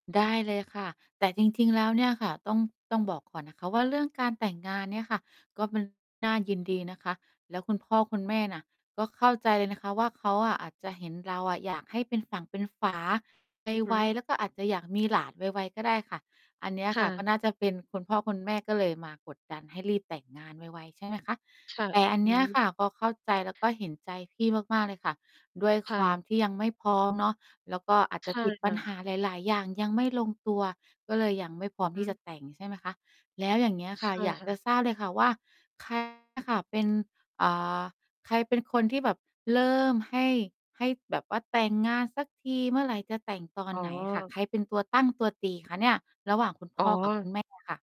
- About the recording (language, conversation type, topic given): Thai, advice, คุณรับมือกับแรงกดดันให้แต่งงานทั้งที่ยังไม่พร้อมอย่างไร?
- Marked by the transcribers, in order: distorted speech; "พร้อม" said as "พร้อง"